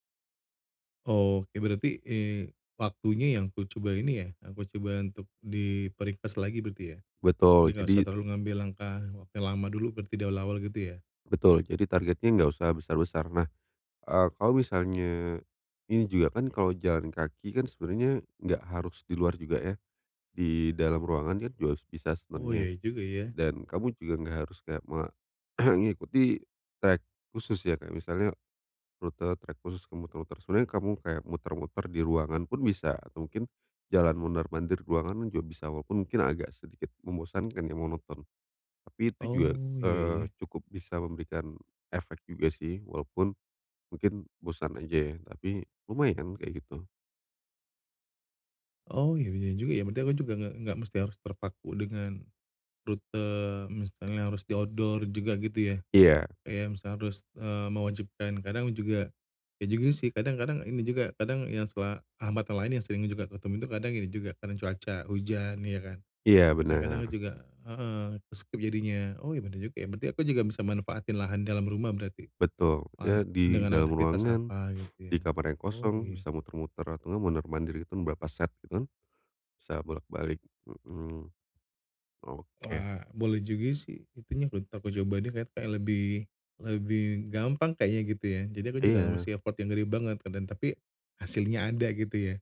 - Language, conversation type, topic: Indonesian, advice, Bagaimana cara memulai dengan langkah kecil setiap hari agar bisa konsisten?
- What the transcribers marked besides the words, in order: "juga" said as "juas"; throat clearing; tapping; in English: "outdoor"; in English: "ke-skip"; sniff; other background noise